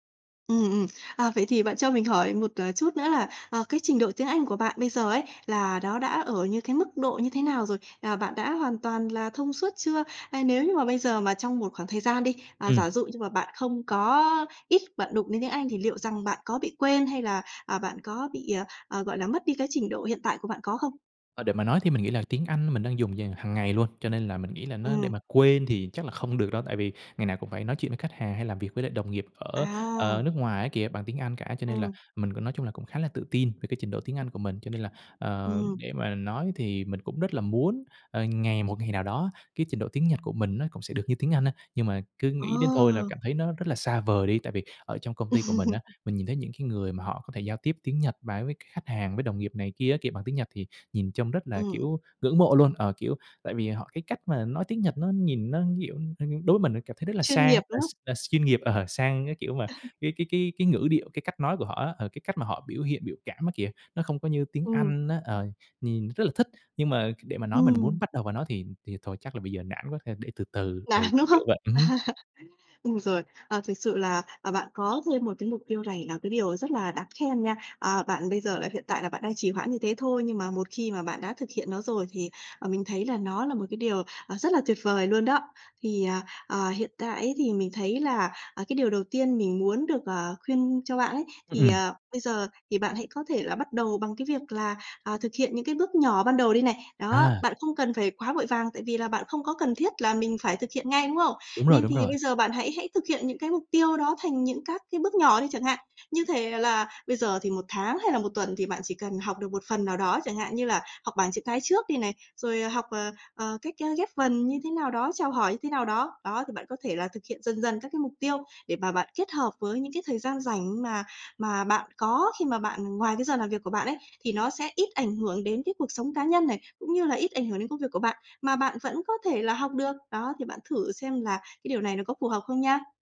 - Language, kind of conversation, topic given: Vietnamese, advice, Làm sao để bắt đầu theo đuổi mục tiêu cá nhân khi tôi thường xuyên trì hoãn?
- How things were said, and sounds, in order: laugh; laugh; laughing while speaking: "Nản"; laugh; tapping